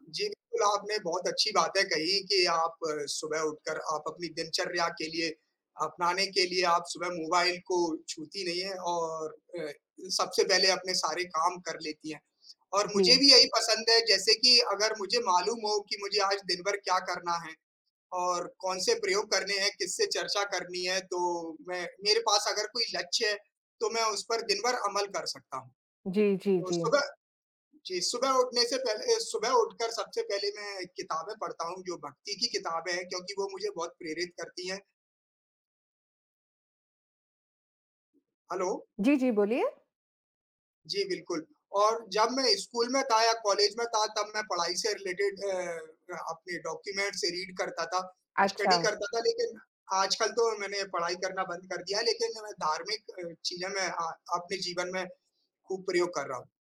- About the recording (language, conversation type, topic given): Hindi, unstructured, आप अपने दिन की शुरुआत कैसे करते हैं?
- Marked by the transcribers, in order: in English: "हेलो"; in English: "रिलेटेड"; in English: "डॉक्यूमेंट"; in English: "रीड"; other background noise; in English: "स्टडी"